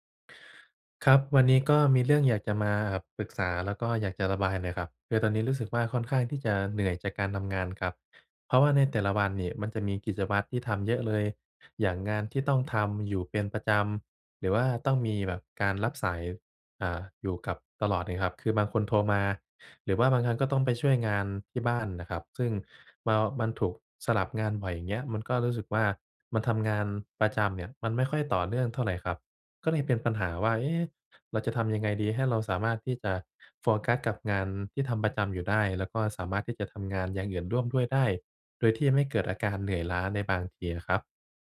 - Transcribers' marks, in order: none
- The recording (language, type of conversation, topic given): Thai, advice, ฉันจะจัดกลุ่มงานอย่างไรเพื่อลดความเหนื่อยจากการสลับงานบ่อย ๆ?